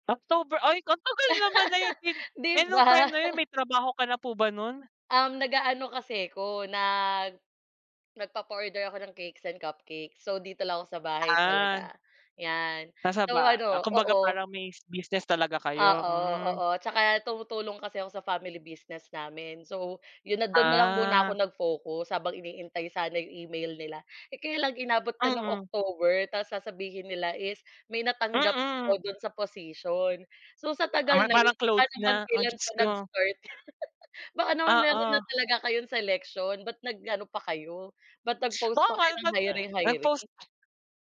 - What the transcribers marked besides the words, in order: laugh; laughing while speaking: "'Di ba?"; laugh; background speech; tapping; other background noise
- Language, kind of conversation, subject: Filipino, unstructured, Ano ang tingin mo sa mga taong tumatanggap ng suhol sa trabaho?